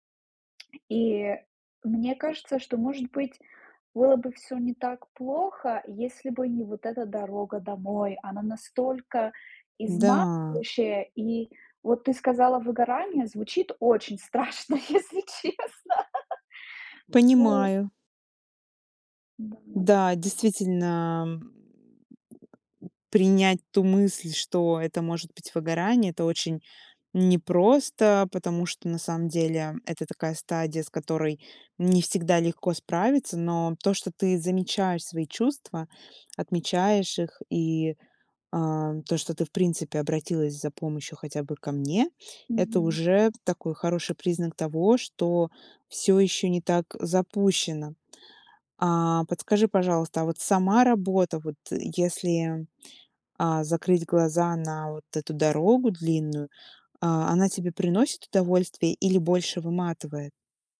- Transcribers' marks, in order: tapping; laughing while speaking: "если честно"
- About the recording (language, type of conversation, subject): Russian, advice, Почему повседневная рутина кажется вам бессмысленной и однообразной?